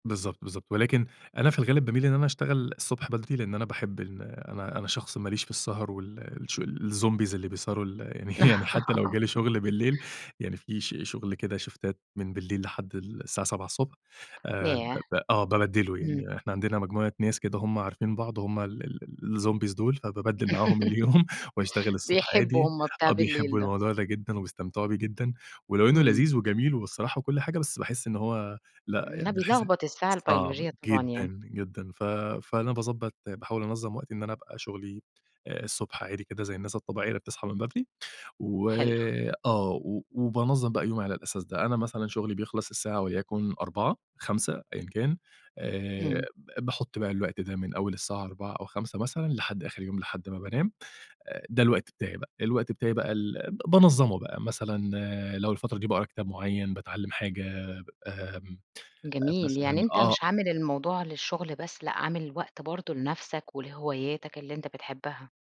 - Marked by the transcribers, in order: tapping; in English: "الZombies"; giggle; chuckle; in English: "شِفْتَات"; giggle; in English: "الZombies"; laughing while speaking: "اليوم"
- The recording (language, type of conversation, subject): Arabic, podcast, إزاي بتنظم يومك في البيت عشان تبقى أكتر إنتاجية؟